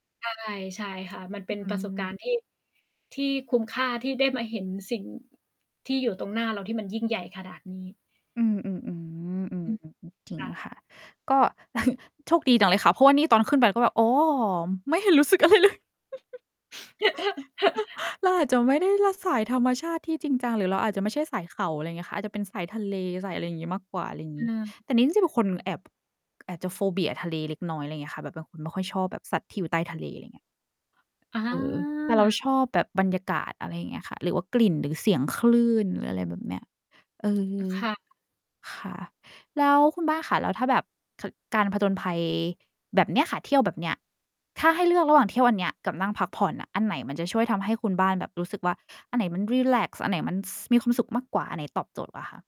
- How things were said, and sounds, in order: static; tapping; laugh; drawn out: "อ๋อ"; laughing while speaking: "ไม่เห็นรู้สึกอะไรเลย"; chuckle; laugh; mechanical hum; in English: "โฟเบีย"; distorted speech; drawn out: "อะฮะ"; other noise
- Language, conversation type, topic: Thai, unstructured, คุณชอบเที่ยวแบบผจญภัยหรือนั่งพักผ่อนมากกว่ากัน?
- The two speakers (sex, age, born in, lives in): female, 30-34, Thailand, Thailand; female, 30-34, Thailand, Thailand